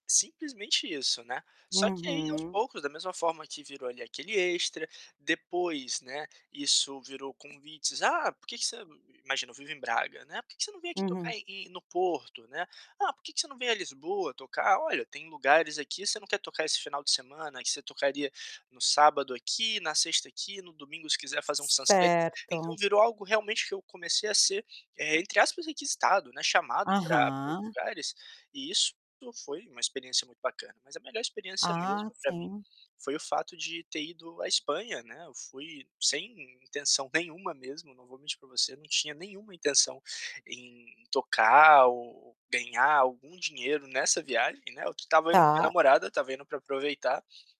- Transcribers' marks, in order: tapping; distorted speech; in English: "sunset"
- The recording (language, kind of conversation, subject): Portuguese, podcast, Qual foi a melhor experiência que um hobby te trouxe?